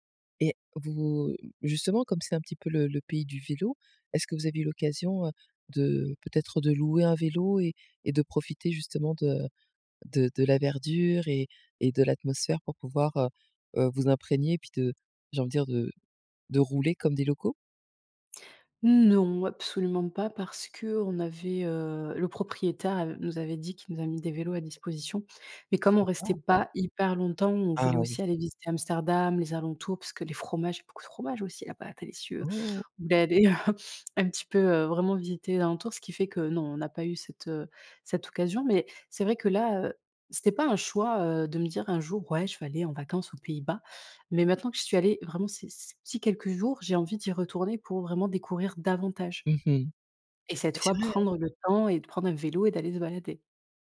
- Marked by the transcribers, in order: stressed: "Non"; chuckle
- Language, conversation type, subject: French, podcast, Quel paysage t’a coupé le souffle en voyage ?